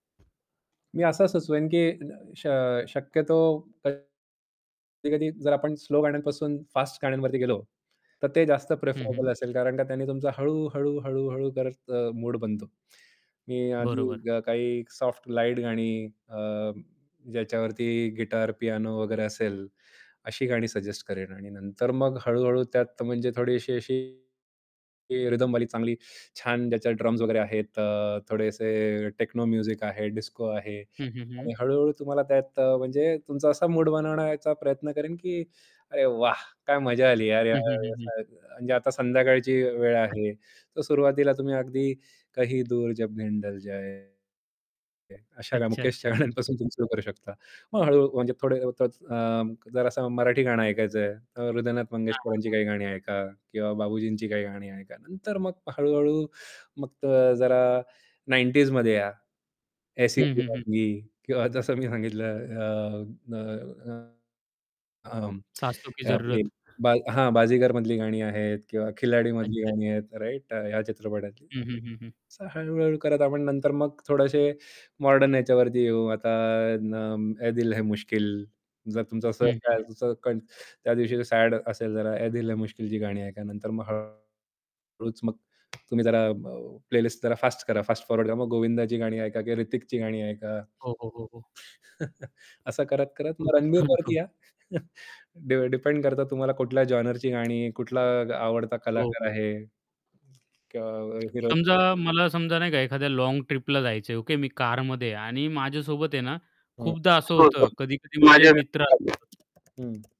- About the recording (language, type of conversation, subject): Marathi, podcast, तू आमच्यासाठी प्लेलिस्ट बनवलीस, तर त्यात कोणती गाणी टाकशील?
- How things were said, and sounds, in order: other background noise; distorted speech; static; in English: "टेक्नो म्युझिक"; tapping; unintelligible speech; other noise; mechanical hum; in Hindi: "कही दूर जब दिन ढल जाए!"; chuckle; in Hindi: "सांसों की ज़रूरत"; in English: "राइट"; unintelligible speech; in English: "प्लेलिस्ट"; in English: "फॉरवर्ड"; laughing while speaking: "खूप छान, खूप"; chuckle; chuckle; unintelligible speech